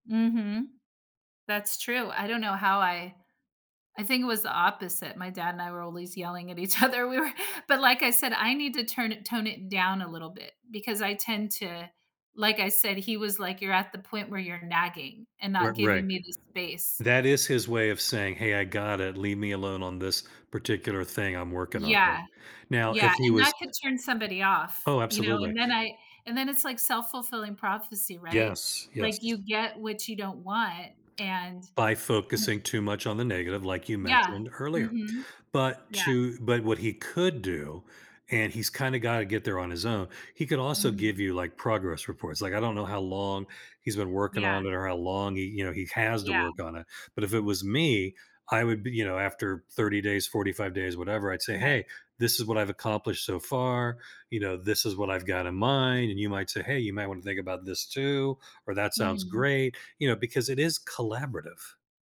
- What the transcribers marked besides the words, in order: laughing while speaking: "at each other. We were"; other background noise
- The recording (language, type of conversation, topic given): English, unstructured, How can practicing gratitude change your outlook and relationships?